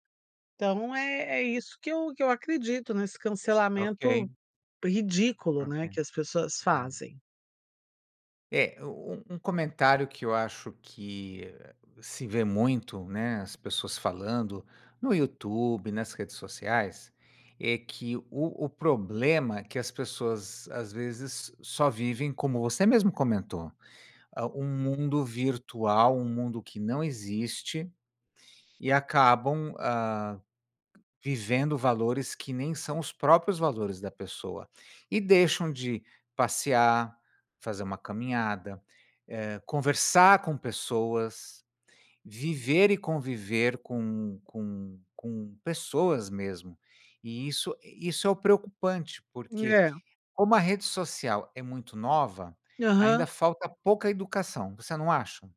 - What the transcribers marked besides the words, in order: none
- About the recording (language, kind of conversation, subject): Portuguese, podcast, O que você pensa sobre o cancelamento nas redes sociais?